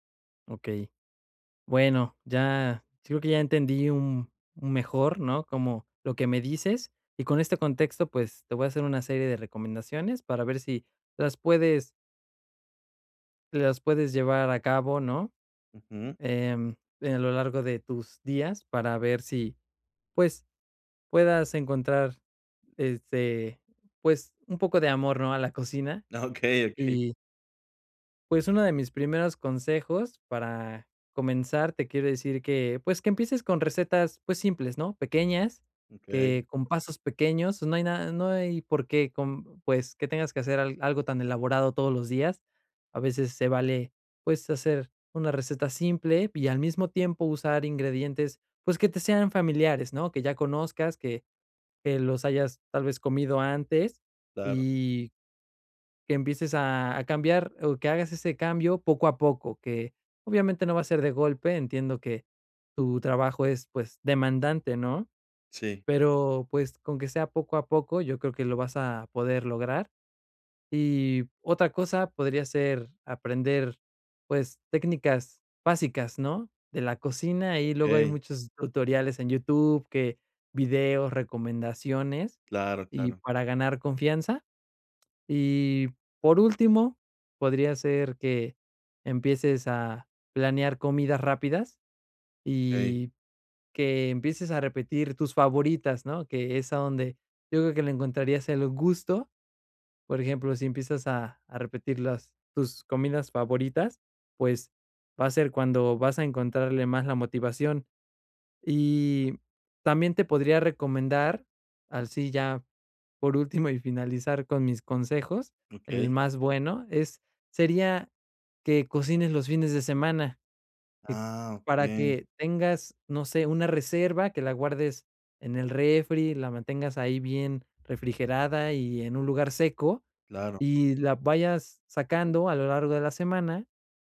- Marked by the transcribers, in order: laughing while speaking: "Okey, okey"
- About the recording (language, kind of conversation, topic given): Spanish, advice, ¿Cómo puedo sentirme más seguro al cocinar comidas saludables?